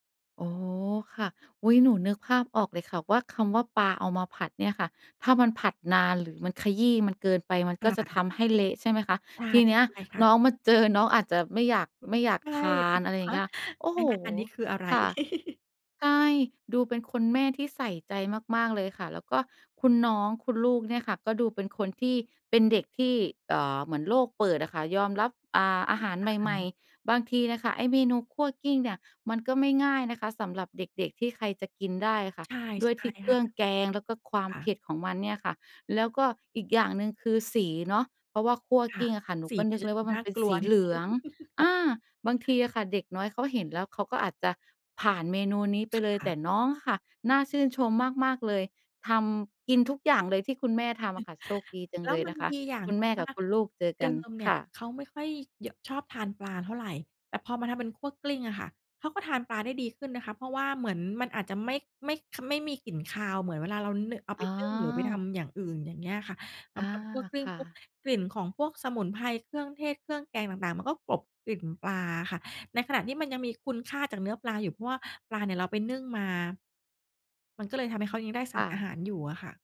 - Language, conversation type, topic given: Thai, podcast, คุณจัดสมดุลระหว่างรสชาติและคุณค่าทางโภชนาการเวลาทำอาหารอย่างไร?
- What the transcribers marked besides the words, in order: unintelligible speech; chuckle; chuckle; chuckle